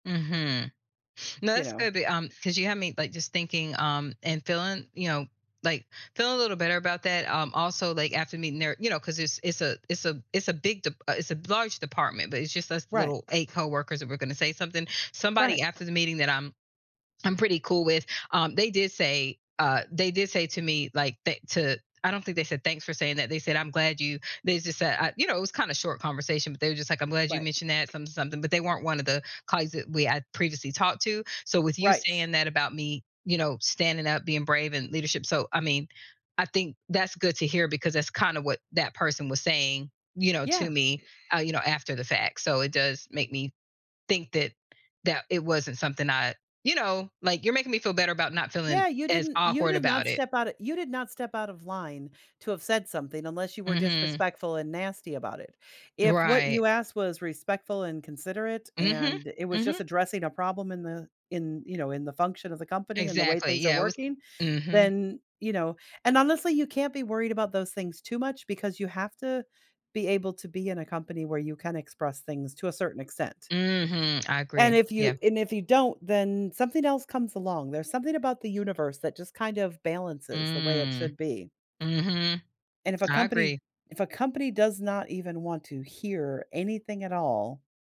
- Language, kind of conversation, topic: English, advice, How can I recover and rebuild my confidence after saying something awkward in a meeting?
- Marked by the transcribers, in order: other background noise